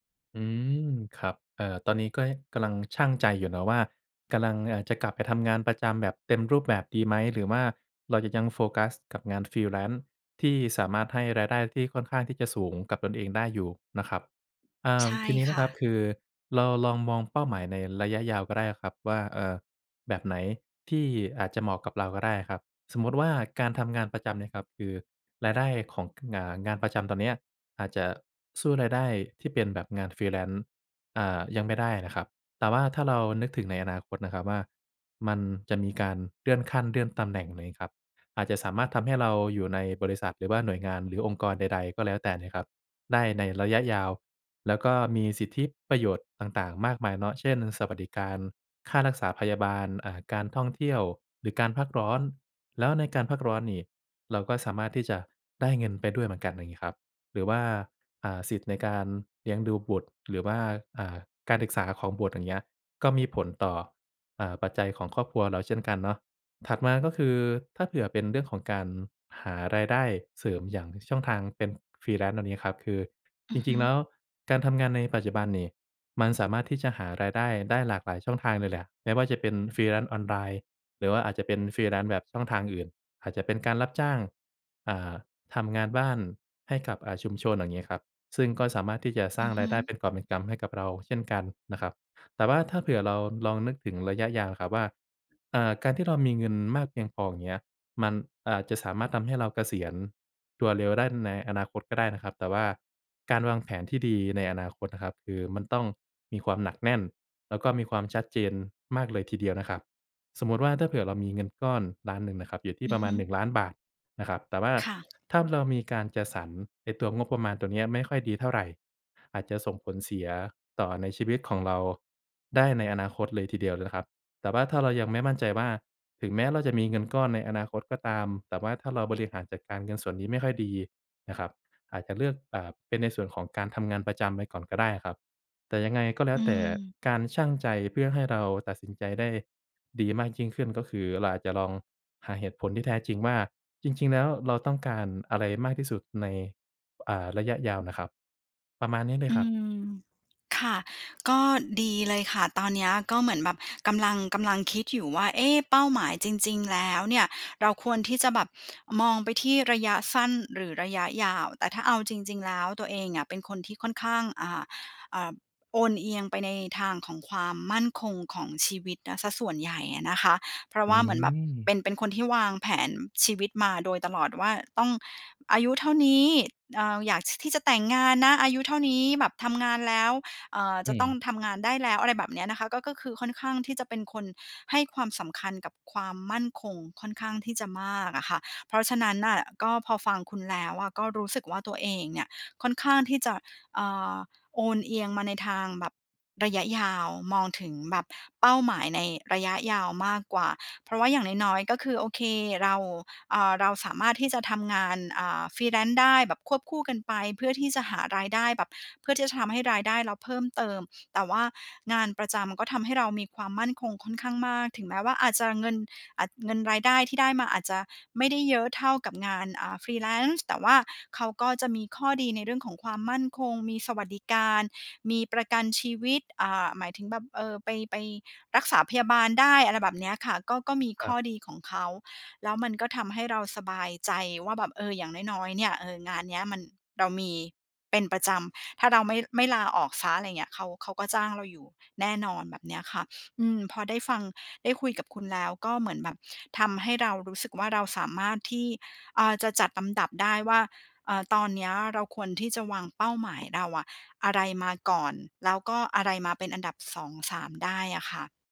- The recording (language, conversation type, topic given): Thai, advice, ฉันควรจัดลำดับความสำคัญของเป้าหมายหลายอย่างที่ชนกันอย่างไร?
- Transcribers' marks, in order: "กำลัง" said as "กะลัง"; "กำลัง" said as "กะลัง"; in English: "freelance"; tapping; in English: "freelance"; in English: "freelance"; in English: "freelance"; in English: "freelance"; lip smack; in English: "freelance"; in English: "freelance"